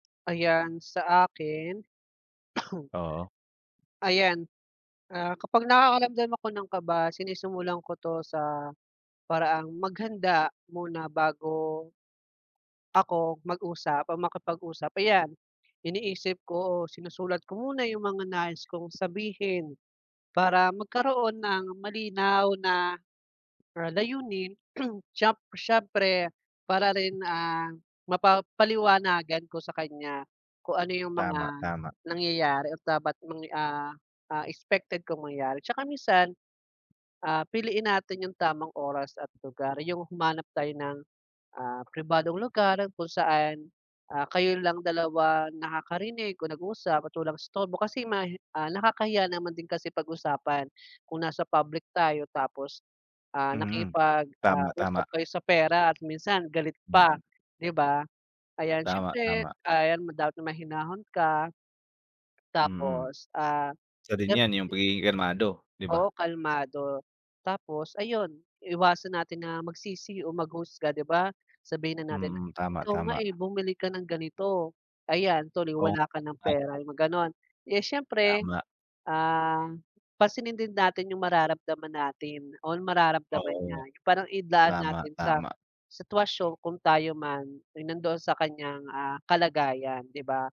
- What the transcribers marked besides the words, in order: cough; throat clearing
- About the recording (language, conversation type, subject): Filipino, unstructured, Paano mo nililinaw ang usapan tungkol sa pera sa isang relasyon?